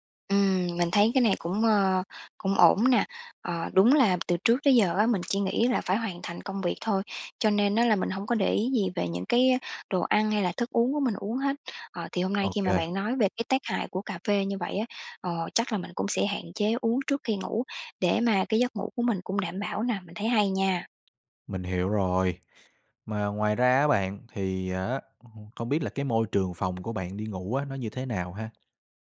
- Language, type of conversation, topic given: Vietnamese, advice, Vì sao tôi thức giấc nhiều lần giữa đêm và sáng hôm sau lại kiệt sức?
- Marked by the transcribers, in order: other background noise; tapping